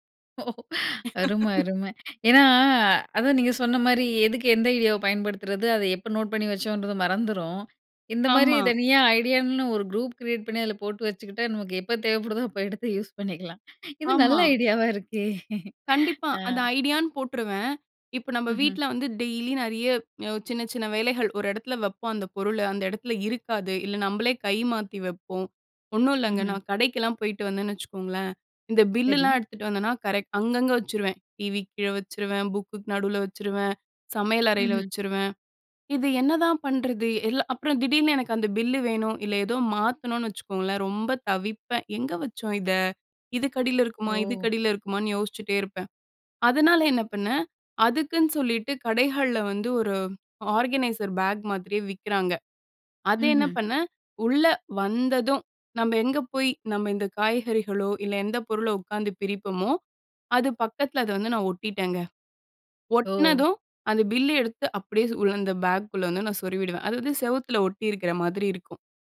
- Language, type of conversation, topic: Tamil, podcast, ஒரு புதிய யோசனை மனதில் தோன்றினால் முதலில் நீங்கள் என்ன செய்வீர்கள்?
- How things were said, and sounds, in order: laughing while speaking: "ஓ! அருமை, அருமை"; chuckle; laughing while speaking: "அப்ப எடுத்து யூஸ் பண்ணிக்கலாம். இது நல்ல ஐடியாவா இருக்கே!"; surprised: "இது நல்ல ஐடியாவா இருக்கே!"; in English: "ஆர்கனைசர் பேக்"